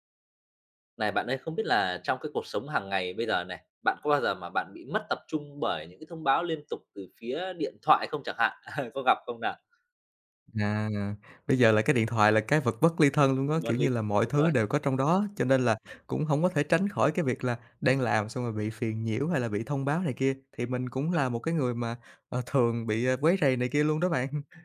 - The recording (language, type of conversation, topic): Vietnamese, podcast, Bạn có mẹo nào để giữ tập trung khi liên tục nhận thông báo không?
- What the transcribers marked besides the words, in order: tapping; laughing while speaking: "ờ"; other background noise; other noise